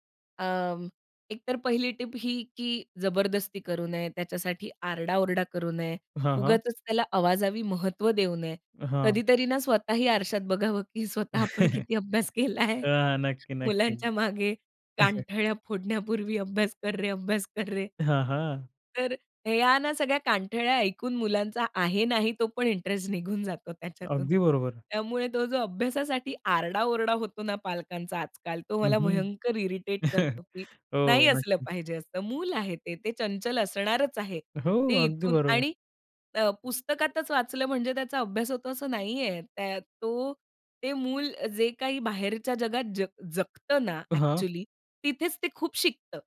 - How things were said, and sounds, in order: laughing while speaking: "स्वतः आपण किती अभ्यास केलाय … अभ्यास कर रे"; chuckle; chuckle; tapping; chuckle; other background noise; in English: "इरिटेट"
- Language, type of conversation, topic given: Marathi, podcast, मुलांच्या अभ्यासासाठी रोजचे नियम काय असावेत?